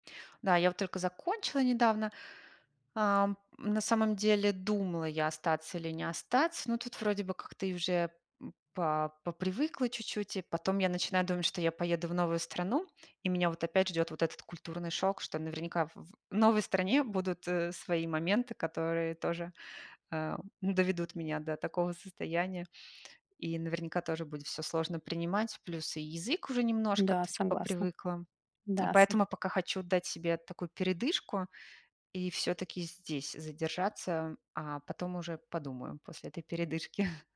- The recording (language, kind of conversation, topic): Russian, advice, Как мне уважать местные традиции и правила поведения?
- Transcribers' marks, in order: tapping